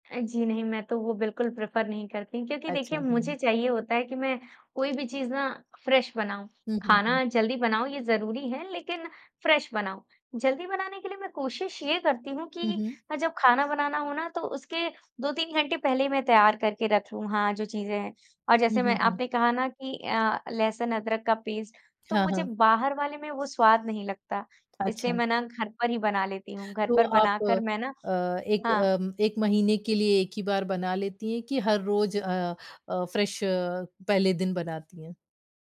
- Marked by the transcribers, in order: in English: "प्रेफर"; other background noise; in English: "फ्रेश"; in English: "फ्रेश"; in English: "पेस्ट"; in English: "फ्रेश"
- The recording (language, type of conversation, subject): Hindi, podcast, अगर आपको खाना जल्दी बनाना हो, तो आपके पसंदीदा शॉर्टकट क्या हैं?